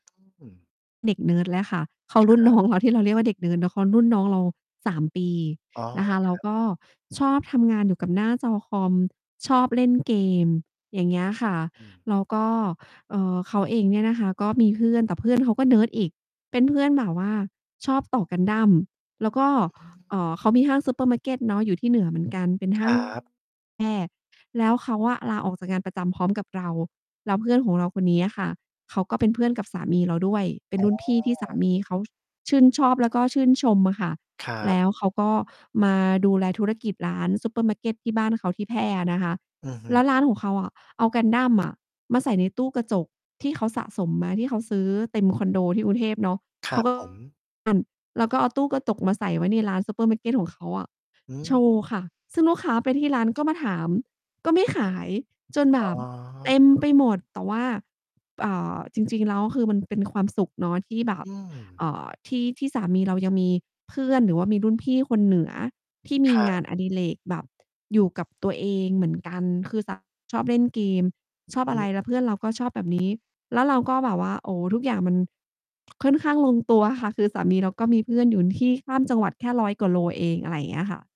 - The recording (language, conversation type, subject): Thai, podcast, คุณมีวิธีเก็บเกี่ยวความสุขในวันธรรมดาๆ ที่ใช้เป็นประจำไหม?
- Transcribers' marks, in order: tapping; distorted speech; laughing while speaking: "น้องเรา"; "รุ่น" said as "นุ่น"; other background noise; "กระจก" said as "กระตก"; other noise